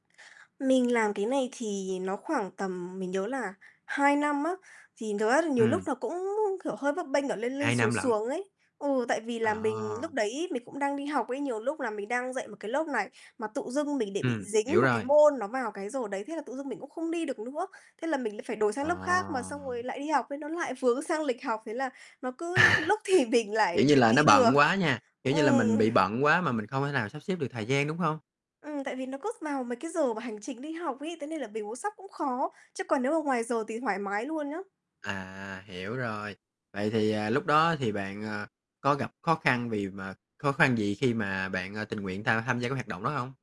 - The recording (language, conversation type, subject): Vietnamese, podcast, Bạn có thể chia sẻ trải nghiệm của mình khi tham gia một hoạt động tình nguyện không?
- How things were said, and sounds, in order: unintelligible speech; unintelligible speech; drawn out: "À"; laughing while speaking: "À"; laughing while speaking: "thì"; chuckle